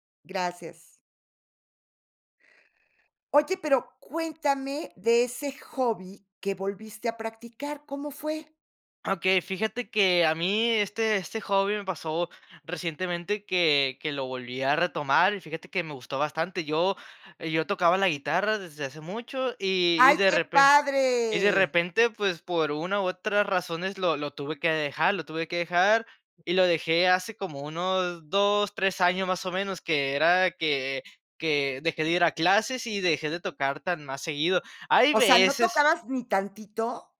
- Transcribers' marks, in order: none
- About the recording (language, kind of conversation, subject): Spanish, podcast, ¿Cómo fue retomar un pasatiempo que habías dejado?